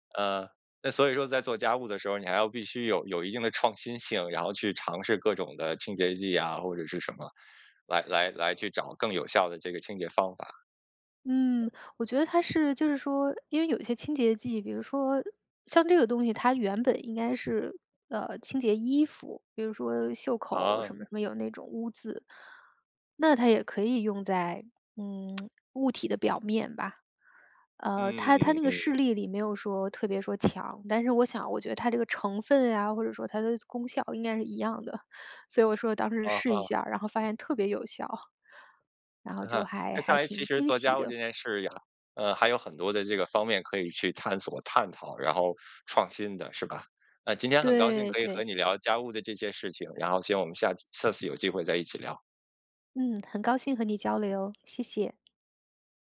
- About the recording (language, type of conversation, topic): Chinese, podcast, 在家里应该怎样更公平地分配家务？
- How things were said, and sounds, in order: other background noise; tsk